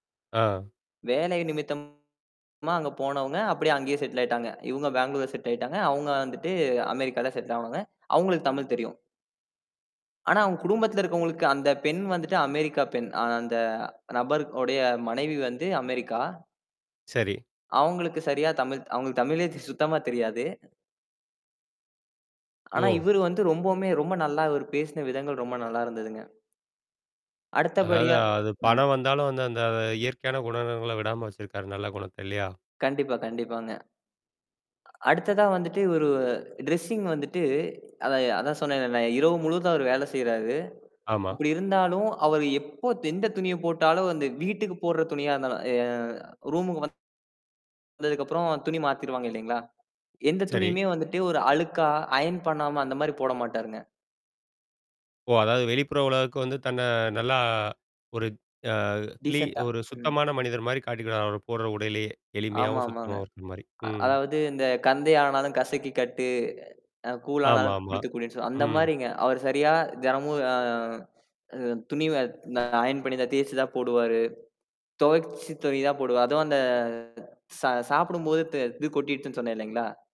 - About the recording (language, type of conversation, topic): Tamil, podcast, அந்த நாட்டைச் சேர்ந்த ஒருவரிடமிருந்து நீங்கள் என்ன கற்றுக்கொண்டீர்கள்?
- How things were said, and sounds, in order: distorted speech; in English: "டிரெஸ்ஸிங்"; in English: "டிசென்ட்டா"